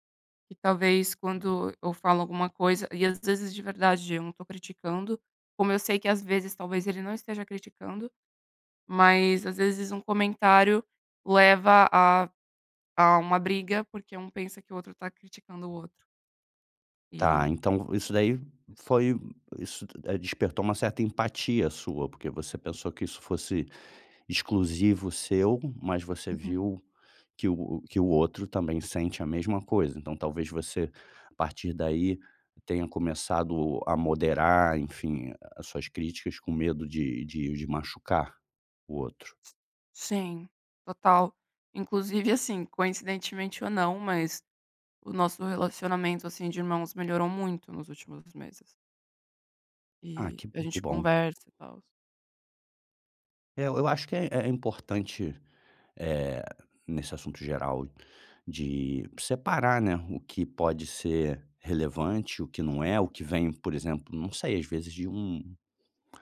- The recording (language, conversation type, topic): Portuguese, advice, Como posso parar de me culpar demais quando recebo críticas?
- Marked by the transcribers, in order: none